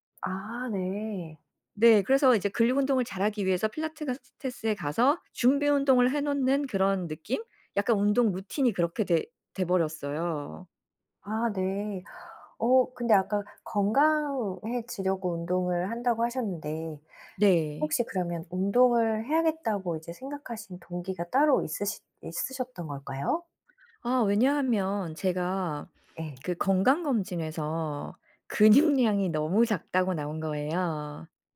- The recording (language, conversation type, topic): Korean, podcast, 규칙적인 운동 루틴은 어떻게 만드세요?
- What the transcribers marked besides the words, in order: laughing while speaking: "근육량이"; other background noise